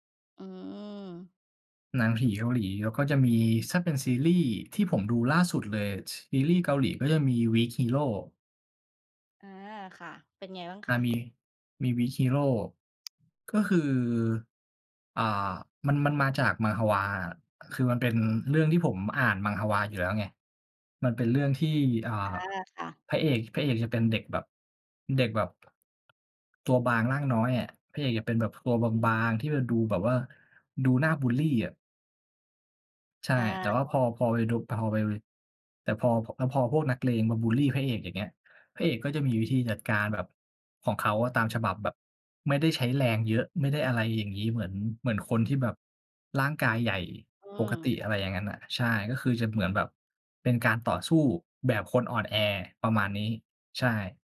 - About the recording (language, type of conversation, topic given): Thai, unstructured, คุณชอบดูหนังหรือซีรีส์แนวไหนมากที่สุด?
- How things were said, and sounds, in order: tapping; other background noise; in Korean: "Manhwa"; in Korean: "Manhwa"; other noise